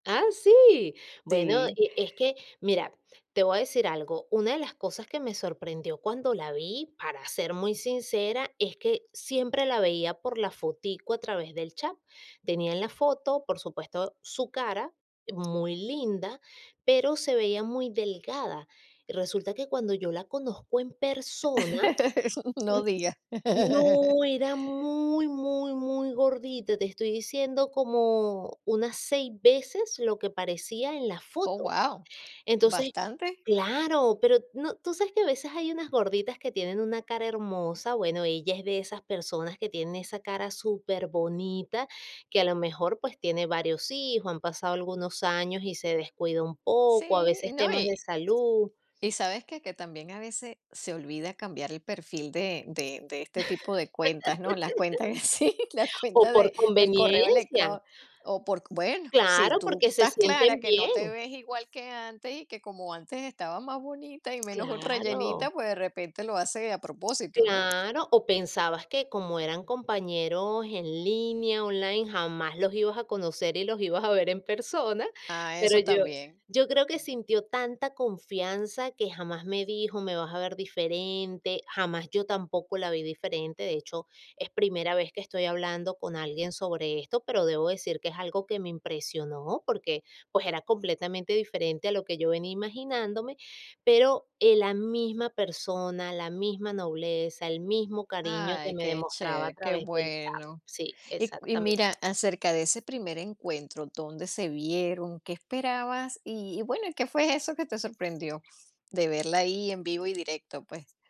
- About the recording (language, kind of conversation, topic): Spanish, podcast, ¿Has llevado alguna amistad digital a un encuentro en persona y cómo fue?
- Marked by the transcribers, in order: tapping; other background noise; laugh; other noise; laugh; laugh; laughing while speaking: "en sí"